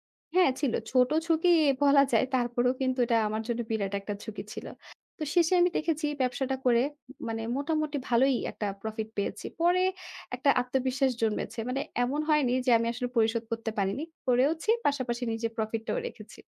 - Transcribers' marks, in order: horn
- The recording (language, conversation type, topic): Bengali, podcast, ঝুঁকি নেওয়ার সময় হারানোর ভয় কীভাবে কাটিয়ে উঠবেন?